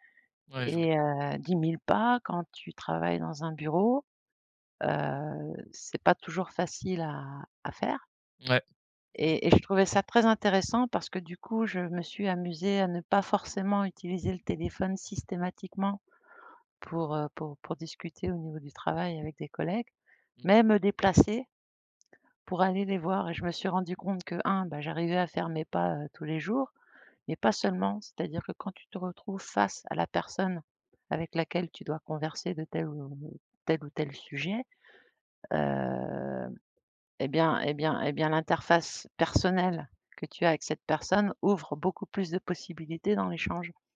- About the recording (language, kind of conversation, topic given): French, unstructured, Quels sont les bienfaits surprenants de la marche quotidienne ?
- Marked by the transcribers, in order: tapping; other background noise; stressed: "face"